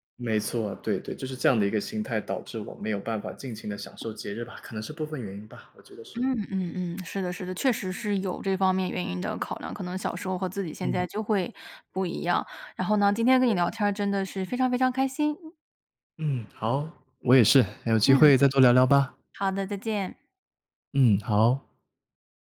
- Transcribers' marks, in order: none
- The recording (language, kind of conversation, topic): Chinese, podcast, 有没有哪次当地节庆让你特别印象深刻？